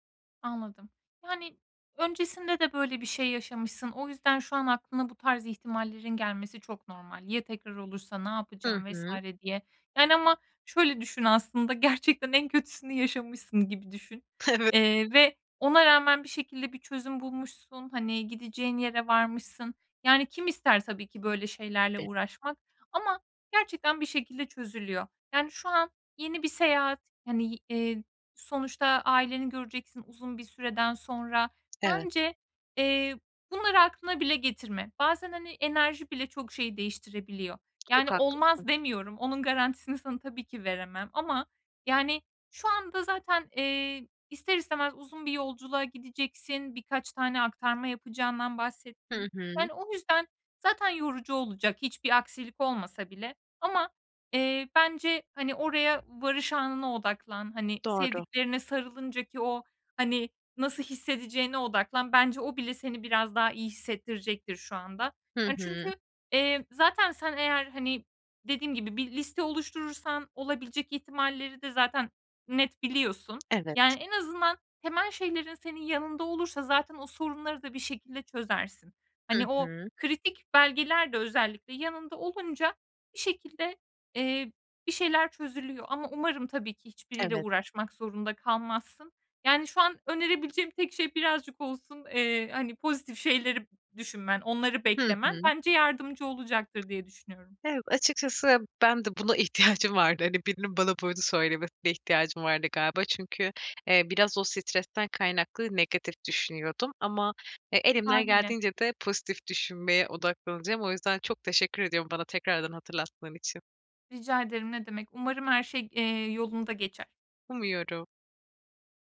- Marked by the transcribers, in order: other background noise; laughing while speaking: "Evet"; tapping
- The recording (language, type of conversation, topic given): Turkish, advice, Seyahat sırasında yaşadığım stres ve aksiliklerle nasıl başa çıkabilirim?